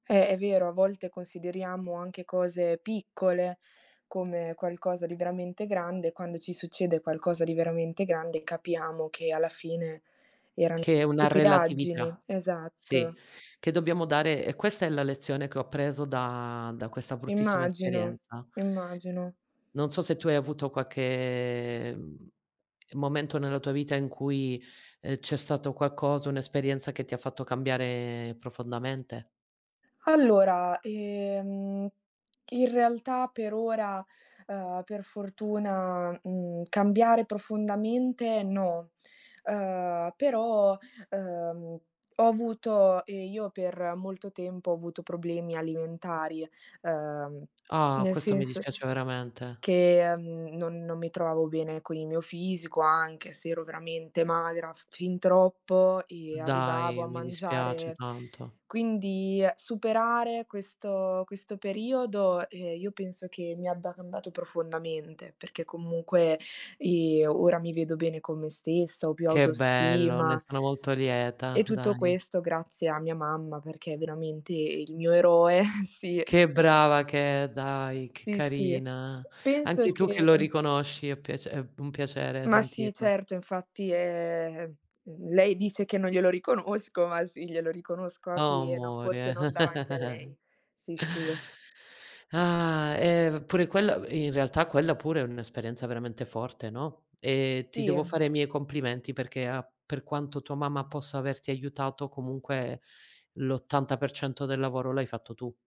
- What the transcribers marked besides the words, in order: other background noise; laughing while speaking: "sì"; background speech; chuckle; sigh
- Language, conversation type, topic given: Italian, unstructured, Hai mai vissuto un’esperienza che ti ha cambiato profondamente?